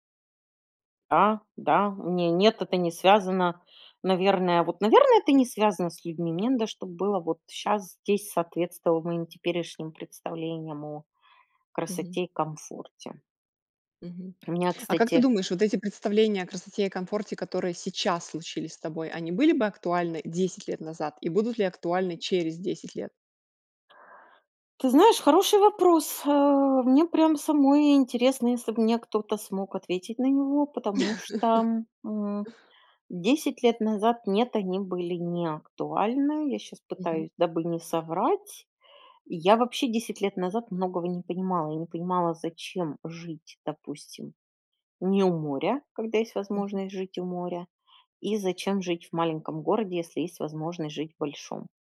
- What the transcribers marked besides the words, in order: laugh
- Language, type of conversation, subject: Russian, podcast, Расскажи о месте, где ты чувствовал(а) себя чужим(ой), но тебя приняли как своего(ю)?